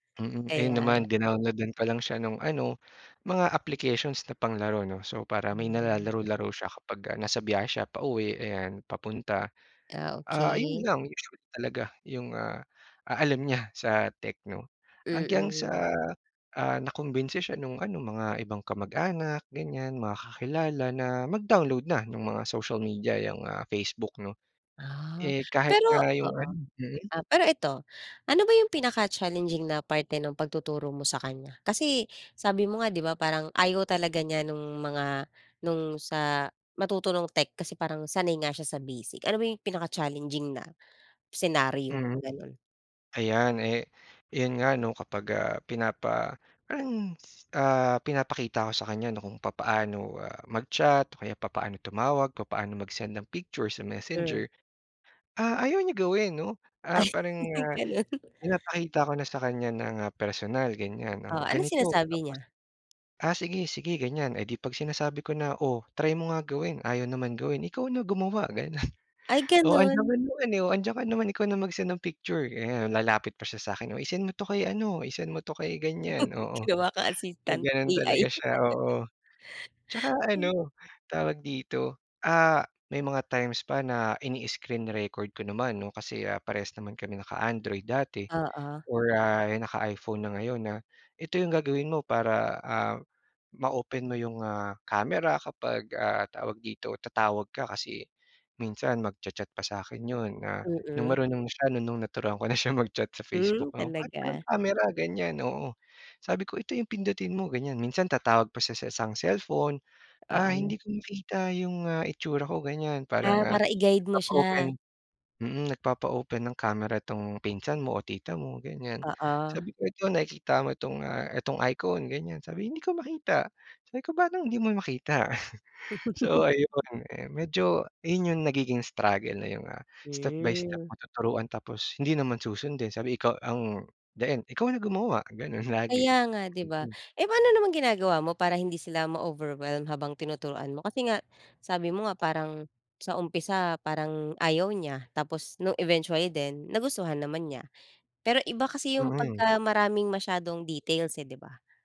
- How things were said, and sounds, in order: tapping; other background noise; laughing while speaking: "niya"; laughing while speaking: "Ay ganun"; laughing while speaking: "ganun"; laughing while speaking: "Ginawa"; laugh; chuckle
- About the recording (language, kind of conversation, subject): Filipino, podcast, Paano mo tinutulungan ang mga kaibigan o magulang mo na matutong gumamit ng teknolohiya?